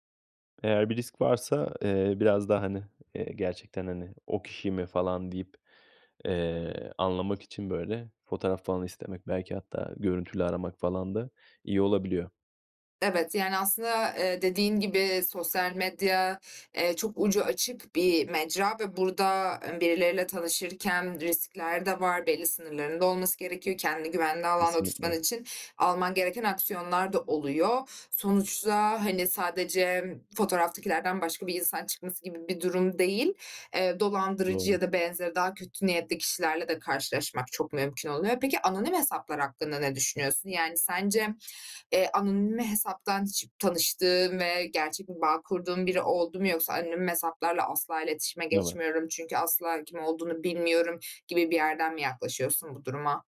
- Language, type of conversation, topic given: Turkish, podcast, Sosyal medyada gerçek bir bağ kurmak mümkün mü?
- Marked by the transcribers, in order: none